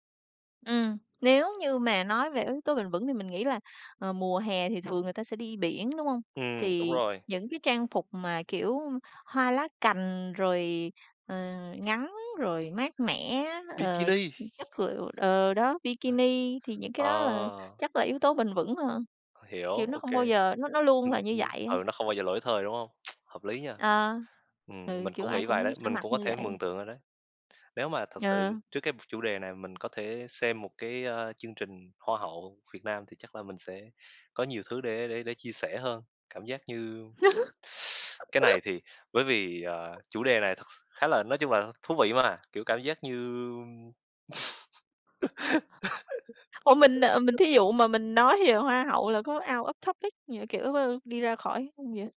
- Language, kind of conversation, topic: Vietnamese, unstructured, Bạn dự đoán xu hướng thời trang mùa hè năm nay sẽ như thế nào?
- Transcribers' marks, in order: tapping; other background noise; unintelligible speech; lip smack; other noise; laugh; lip smack; laugh; in English: "out of topic"